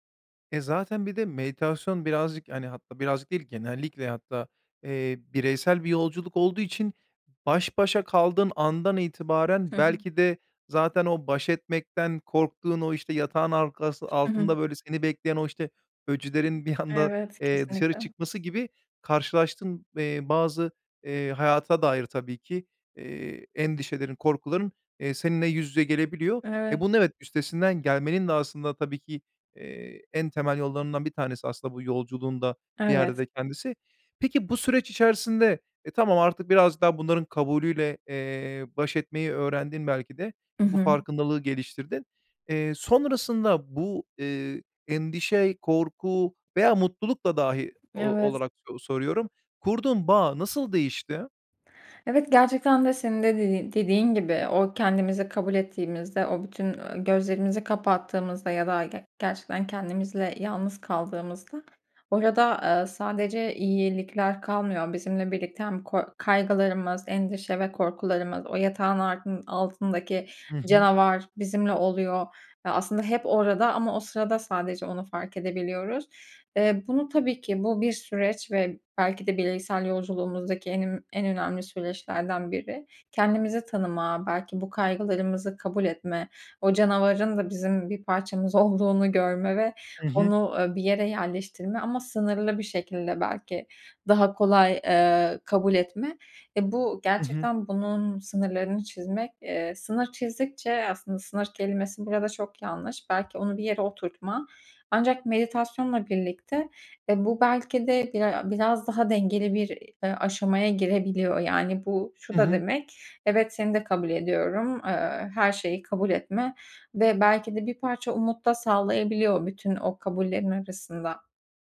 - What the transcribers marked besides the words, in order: tapping; other background noise; laughing while speaking: "olduğunu görme"
- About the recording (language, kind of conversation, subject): Turkish, podcast, Meditasyon sırasında zihnin dağıldığını fark ettiğinde ne yaparsın?